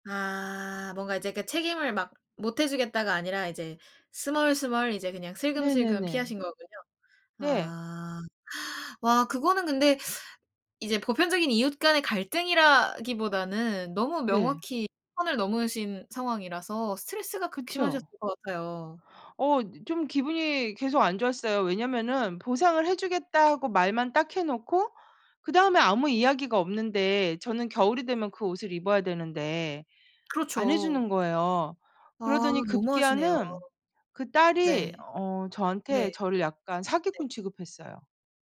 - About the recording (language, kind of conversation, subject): Korean, podcast, 이웃 간 갈등이 생겼을 때 가장 원만하게 해결하는 방법은 무엇인가요?
- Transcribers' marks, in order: inhale; other background noise; tapping